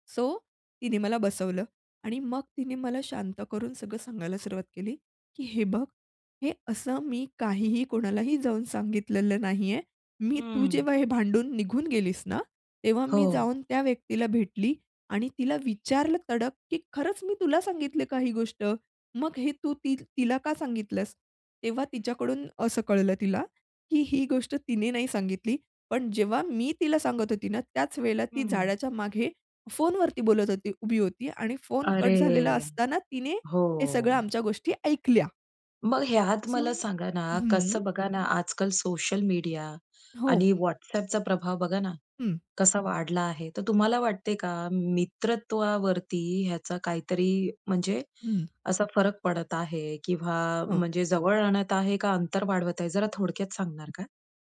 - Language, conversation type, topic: Marathi, podcast, मित्र टिकवण्यासाठी कोणत्या गोष्टी महत्त्वाच्या वाटतात?
- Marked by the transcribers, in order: other background noise; drawn out: "अरे!"